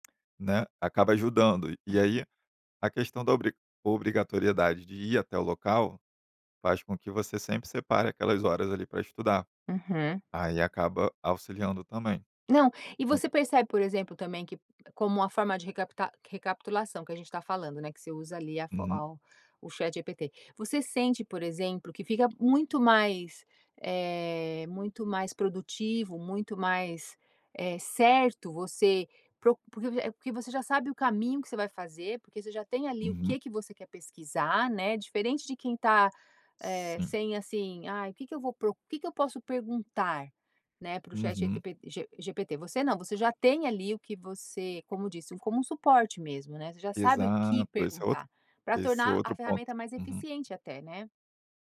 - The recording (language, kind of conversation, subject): Portuguese, podcast, Como você usa a internet para aprender coisas novas?
- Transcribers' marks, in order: tapping; "ChatGPT" said as "ChatGTP"